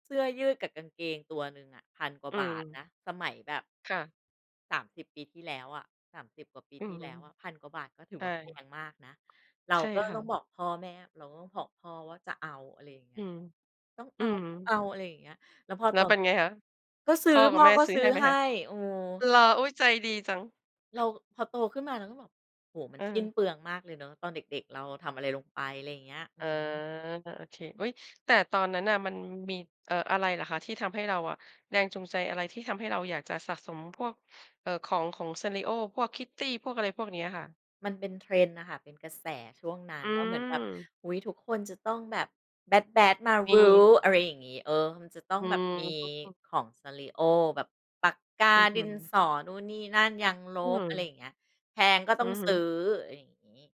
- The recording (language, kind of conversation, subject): Thai, podcast, ตอนเด็กๆ คุณเคยสะสมอะไรบ้าง เล่าให้ฟังหน่อยได้ไหม?
- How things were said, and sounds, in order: tapping; other noise; unintelligible speech